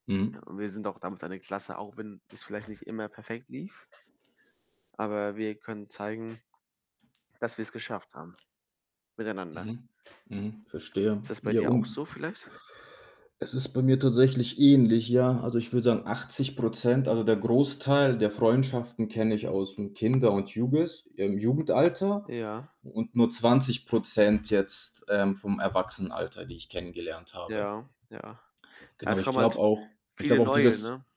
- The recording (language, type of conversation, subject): German, unstructured, Was macht für dich eine gute Freundschaft aus?
- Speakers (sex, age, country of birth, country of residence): male, 18-19, Germany, Germany; male, 35-39, Russia, Germany
- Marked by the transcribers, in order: other background noise